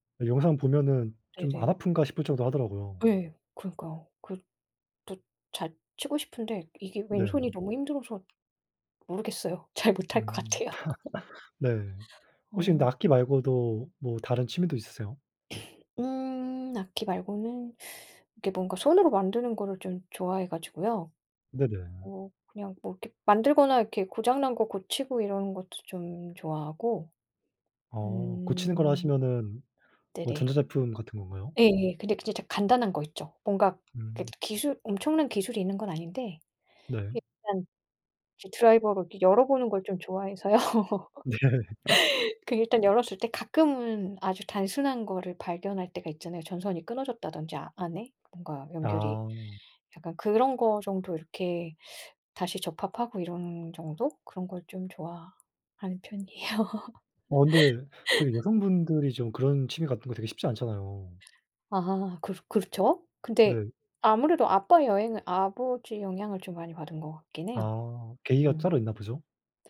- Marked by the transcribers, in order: laughing while speaking: "잘 못할 것 같아요"; laugh; cough; tapping; laughing while speaking: "좋아해서요"; laughing while speaking: "네"; laugh; laughing while speaking: "편이에요"; laugh
- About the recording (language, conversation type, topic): Korean, unstructured, 취미를 하다가 가장 놀랐던 순간은 언제였나요?